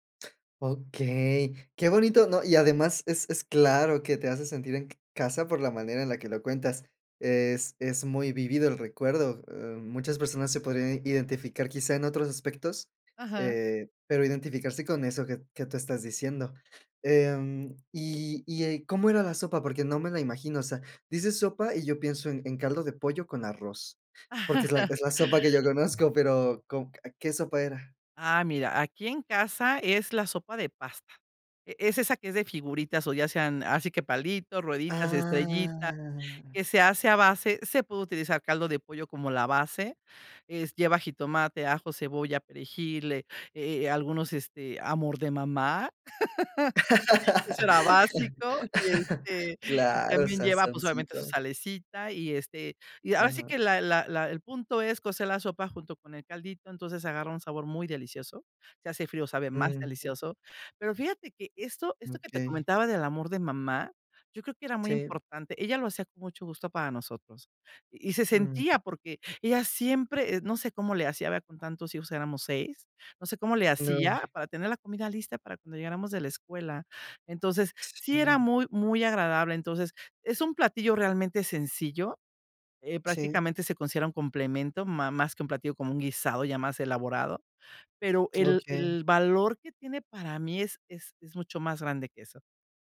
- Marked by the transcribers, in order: other background noise; chuckle; tapping; drawn out: "Ah"; chuckle; laugh
- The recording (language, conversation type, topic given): Spanish, podcast, ¿Qué comidas te hacen sentir en casa?